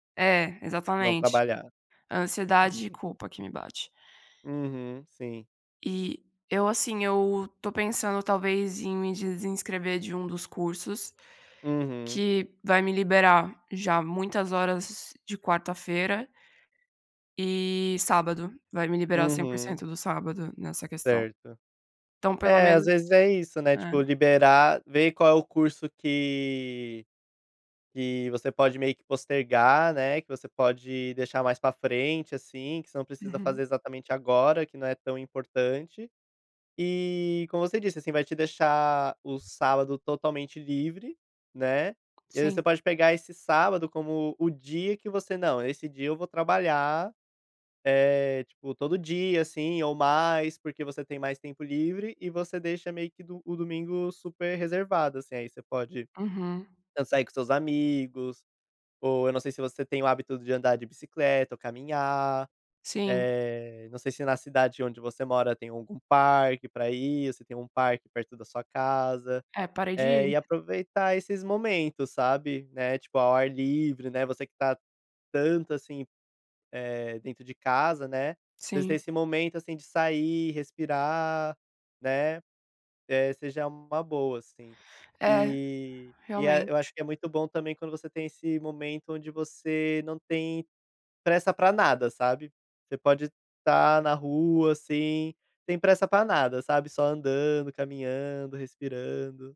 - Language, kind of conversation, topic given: Portuguese, advice, Como posso manter uma vida social ativa sem sacrificar o meu tempo pessoal?
- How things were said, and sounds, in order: other background noise; tapping